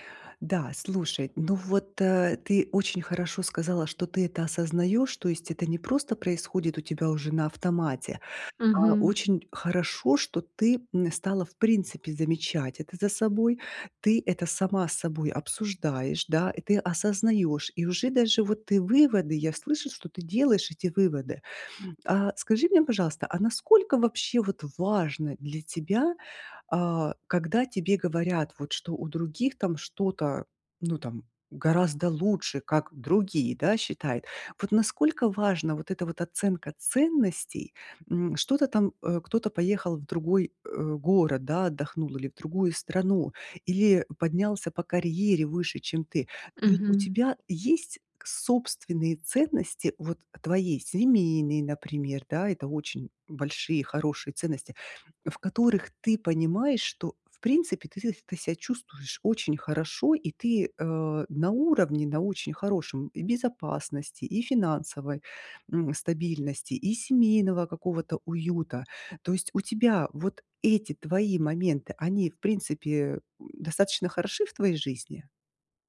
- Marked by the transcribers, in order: tapping
- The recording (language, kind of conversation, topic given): Russian, advice, Почему я постоянно сравниваю свои вещи с вещами других и чувствую неудовлетворённость?